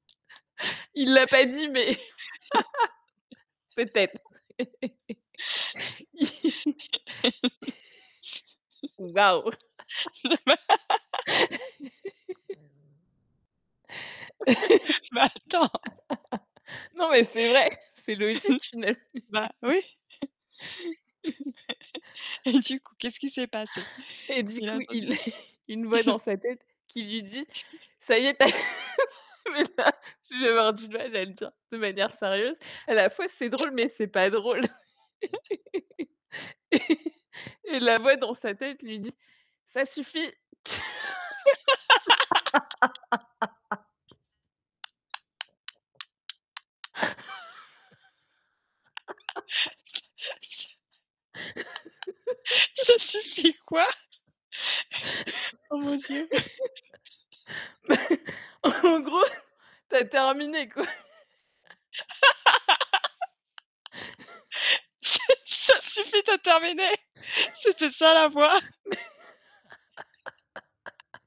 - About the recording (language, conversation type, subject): French, unstructured, Comment réagis-tu à la peur dans les films d’horreur ?
- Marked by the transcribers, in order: laugh; laugh; laugh; laugh; laugh; other background noise; static; laugh; laugh; laughing while speaking: "Bah, attends"; laughing while speaking: "c'est logique une l"; chuckle; laugh; laughing while speaking: "Du coup"; chuckle; laughing while speaking: "il a"; chuckle; chuckle; laughing while speaking: "mais là"; laugh; chuckle; laugh; tapping; laugh; laugh; laugh; laughing while speaking: "Ça ça ça suffit quoi"; laugh; laugh; laughing while speaking: "Bah, en gros"; chuckle; laugh; laughing while speaking: "quoi"; laugh; chuckle; laughing while speaking: "Ça ça suffit, tu as terminé"; chuckle; laugh; laughing while speaking: "Mais"; laugh